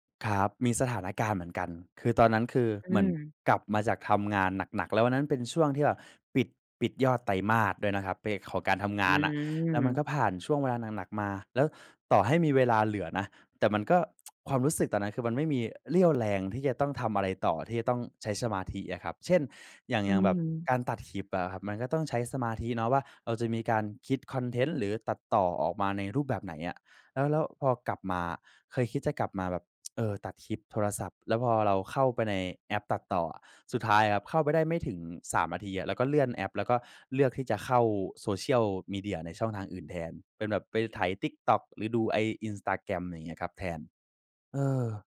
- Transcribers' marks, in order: tsk; tsk; other background noise
- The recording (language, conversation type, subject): Thai, podcast, อะไรคืออุปสรรคใหญ่ที่สุดในการกลับมาทำงานอดิเรก?